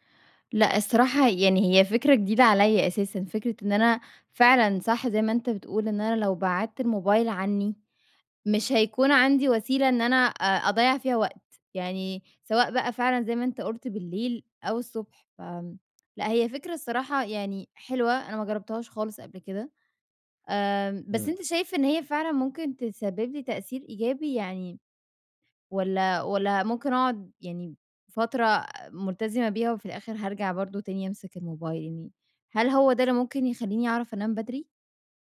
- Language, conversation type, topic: Arabic, advice, إزاي أقدر أبني روتين صباحي ثابت ومايتعطلش بسرعة؟
- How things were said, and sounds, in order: none